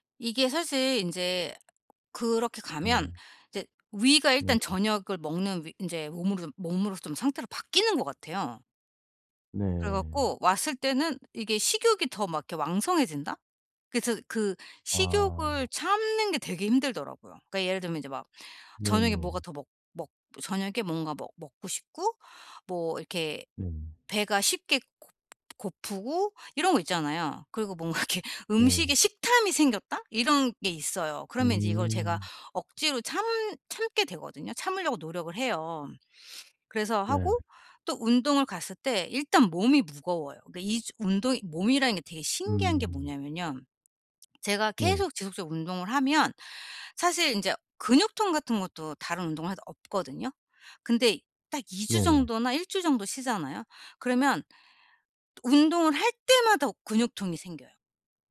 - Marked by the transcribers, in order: laughing while speaking: "뭔가 이렇게"; other background noise
- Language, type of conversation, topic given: Korean, advice, 여행이나 주말 일정 변화가 있을 때 평소 루틴을 어떻게 조정하면 좋을까요?